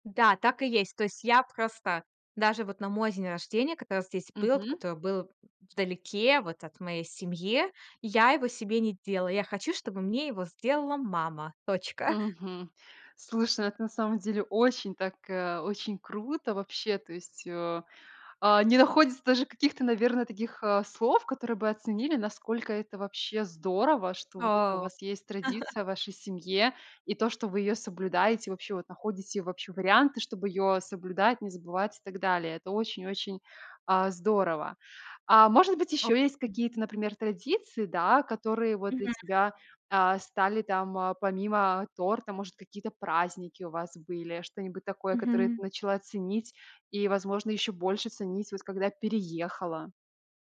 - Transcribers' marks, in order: chuckle; other background noise; "вот" said as "воть"
- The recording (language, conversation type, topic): Russian, podcast, Какая семейная традиция со временем стала для вас важнее и дороже?